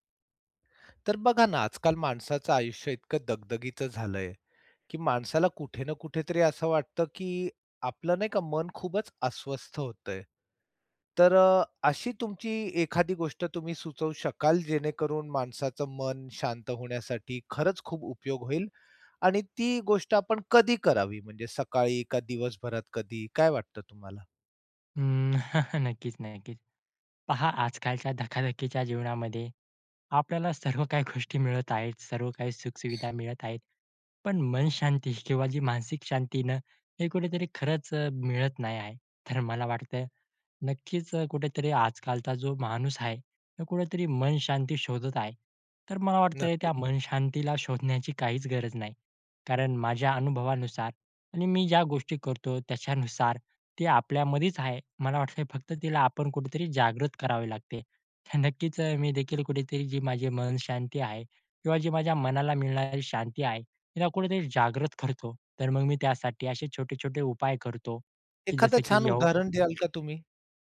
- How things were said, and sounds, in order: other noise; tapping; chuckle; laughing while speaking: "सर्व काही गोष्टी मिळत आहेत"; other background noise
- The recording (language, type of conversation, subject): Marathi, podcast, मन शांत ठेवण्यासाठी तुम्ही रोज कोणती सवय जपता?